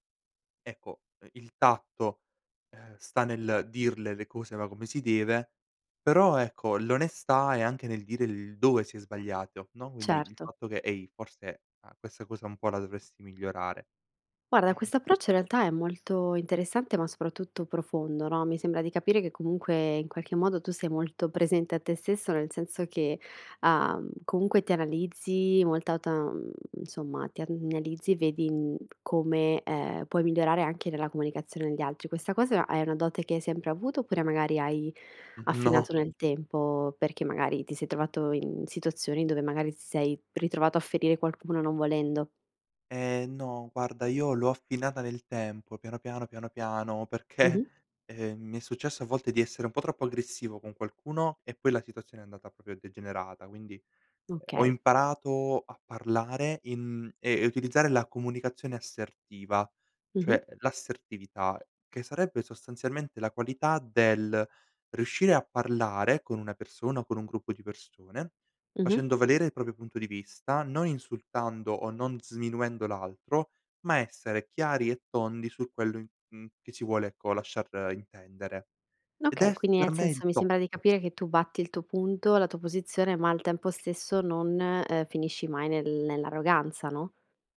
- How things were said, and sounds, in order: "analizzi" said as "nalizzi"; laughing while speaking: "perché"; "proprio" said as "propio"; "proprio" said as "propio"; tapping
- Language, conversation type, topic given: Italian, podcast, Come bilanci onestà e tatto nelle parole?